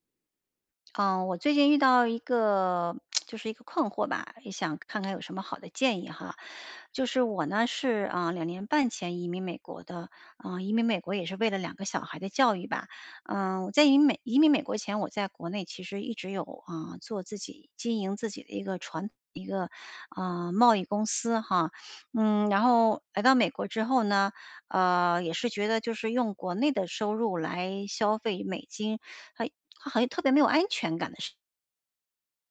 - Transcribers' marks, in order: tsk; other background noise; sniff; "好像" said as "好一"
- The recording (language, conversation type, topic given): Chinese, advice, 在不确定的情况下，如何保持实现目标的动力？